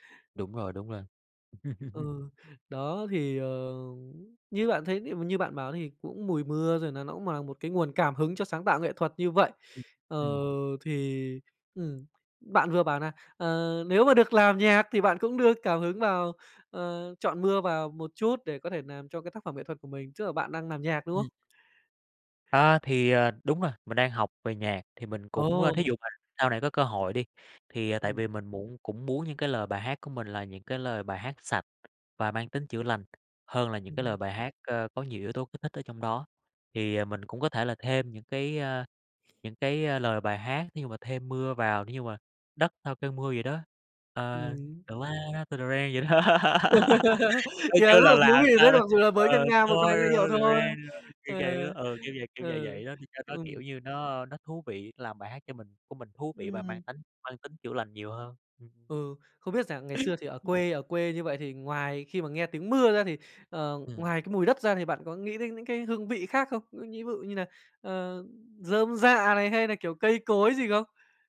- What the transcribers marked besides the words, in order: laugh; tapping; "làm" said as "nàm"; "làm" said as "nàm"; laugh; singing: "the ground after the rain"; in English: "the ground after the rain"; laughing while speaking: "đó"; laugh; unintelligible speech; singing: "the rain"; in English: "the rain"; other noise
- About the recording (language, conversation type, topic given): Vietnamese, podcast, Bạn có ấn tượng gì về mùi đất sau cơn mưa không?